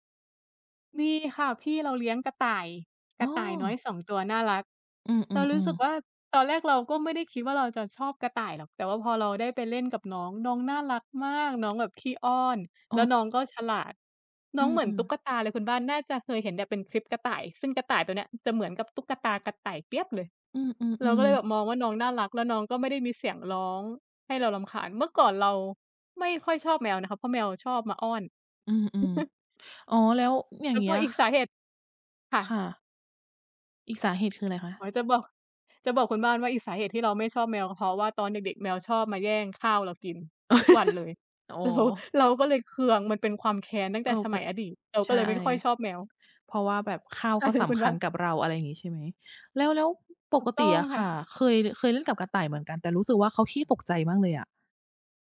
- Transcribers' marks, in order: chuckle; chuckle; laughing while speaking: "เรา"; laughing while speaking: "ใช่ค่ะคุณบ้าน"
- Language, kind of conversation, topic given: Thai, unstructured, คุณผ่อนคลายอย่างไรหลังเลิกงาน?